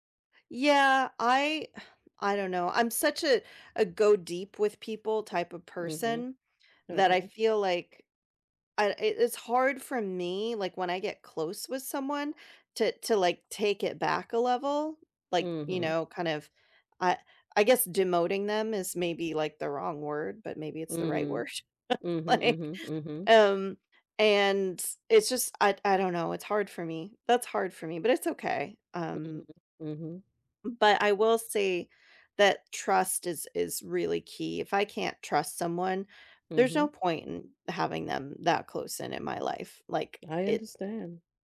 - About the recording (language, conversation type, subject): English, unstructured, What qualities do you value most in a friend?
- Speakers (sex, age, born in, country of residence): female, 40-44, United States, United States; female, 60-64, United States, United States
- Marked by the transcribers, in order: sigh; distorted speech; other background noise; chuckle; laughing while speaking: "Like"